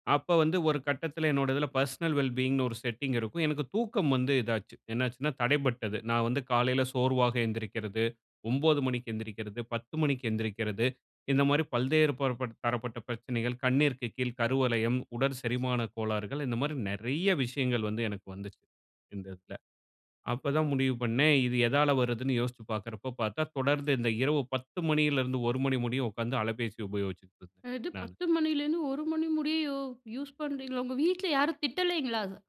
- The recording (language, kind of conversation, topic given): Tamil, podcast, திரை நேரத்தைக் குறைக்க நீங்கள் என்ன செய்கிறீர்கள்?
- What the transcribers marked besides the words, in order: in English: "பர்சனல் வெல் பீயிங்ன்னு"; in English: "செட்டிங்"; in English: "யூஸ்"